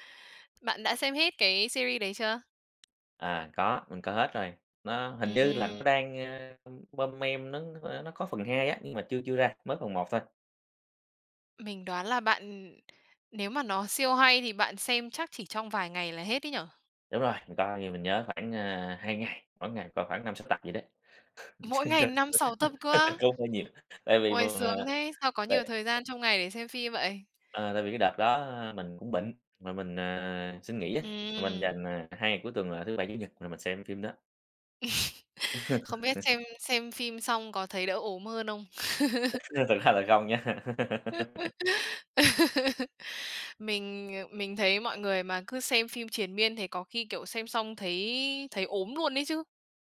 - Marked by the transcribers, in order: tapping; in English: "series"; "mon men" said as "mom mem"; other background noise; unintelligible speech; laugh; chuckle; laugh; laugh; laughing while speaking: "nha"; laugh
- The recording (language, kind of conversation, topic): Vietnamese, podcast, Bạn thích xem phim điện ảnh hay phim truyền hình dài tập hơn, và vì sao?